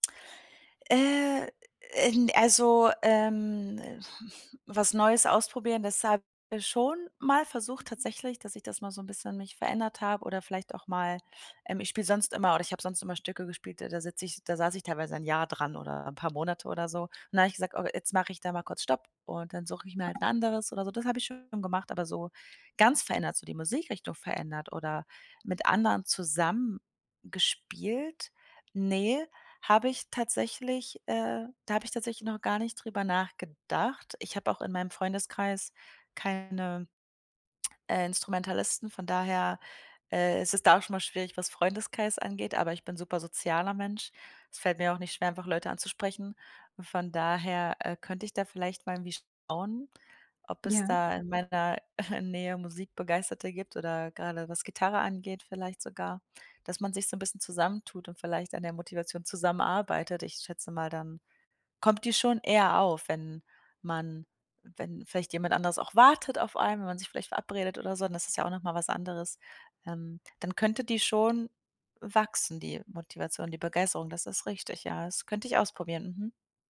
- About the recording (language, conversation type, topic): German, advice, Wie kann ich mein Pflichtgefühl in echte innere Begeisterung verwandeln?
- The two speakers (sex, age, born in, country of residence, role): female, 25-29, Germany, Sweden, user; female, 30-34, Germany, Germany, advisor
- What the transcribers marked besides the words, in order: sigh; other background noise; snort